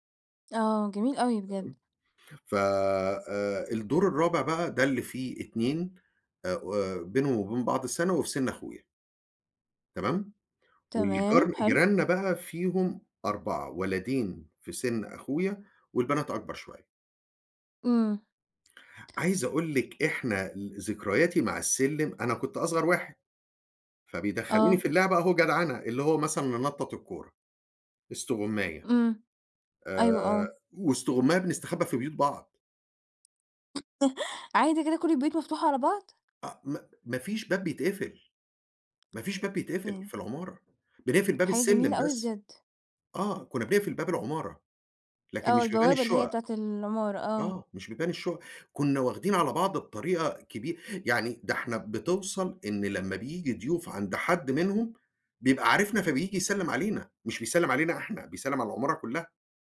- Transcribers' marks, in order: unintelligible speech; other background noise; chuckle; tapping
- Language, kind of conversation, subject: Arabic, podcast, إيه معنى كلمة جيرة بالنسبة لك؟